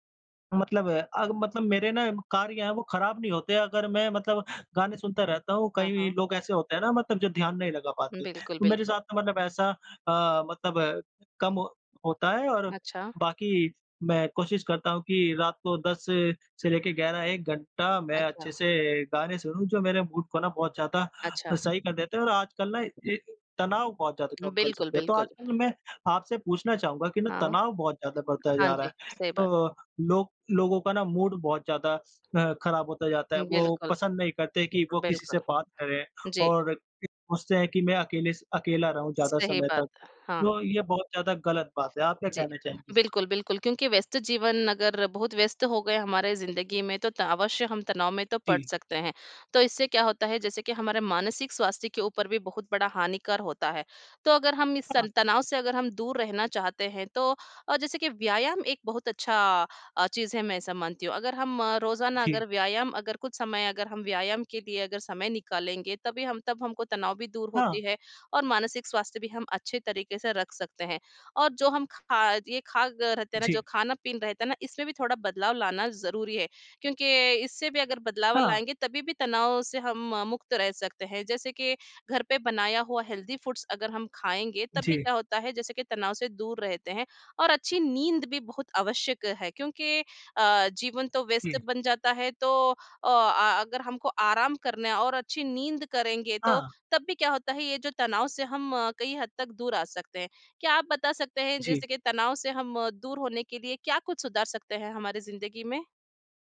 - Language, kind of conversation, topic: Hindi, unstructured, आपकी ज़िंदगी में कौन-सी छोटी-छोटी बातें आपको खुशी देती हैं?
- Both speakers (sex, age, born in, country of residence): female, 25-29, India, India; female, 40-44, India, India
- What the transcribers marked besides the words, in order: in English: "मूड"; tapping; in English: "मूड"; in English: "हेल्दी फूड्स"